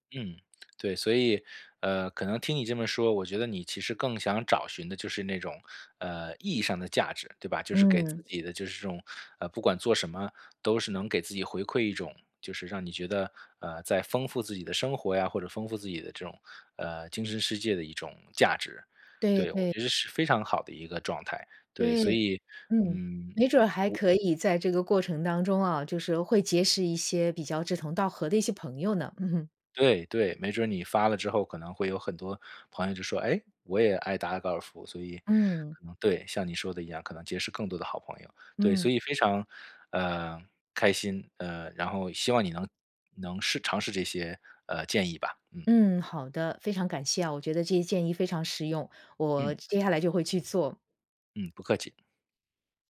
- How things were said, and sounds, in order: none
- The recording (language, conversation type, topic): Chinese, advice, 我该如何选择一个有意义的奖励？